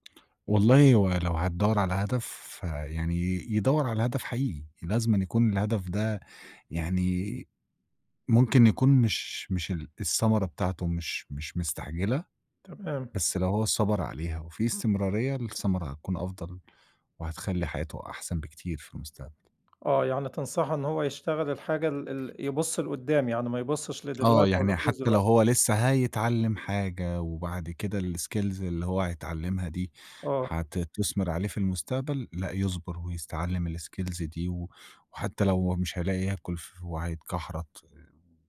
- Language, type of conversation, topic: Arabic, podcast, إمتى حسّيت إن شغلك بقى له هدف حقيقي؟
- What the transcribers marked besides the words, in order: tapping; unintelligible speech; in English: "الskills"; in English: "الskills"